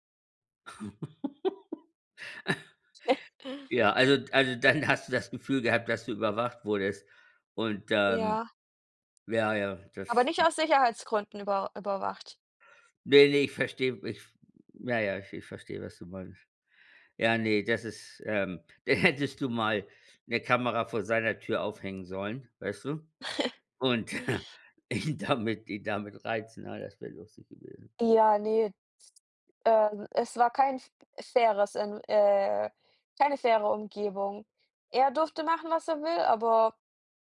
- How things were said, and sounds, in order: laugh; laughing while speaking: "hast"; giggle; other noise; laugh; chuckle; laughing while speaking: "ihn damit"
- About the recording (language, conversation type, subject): German, unstructured, Wie stehst du zur technischen Überwachung?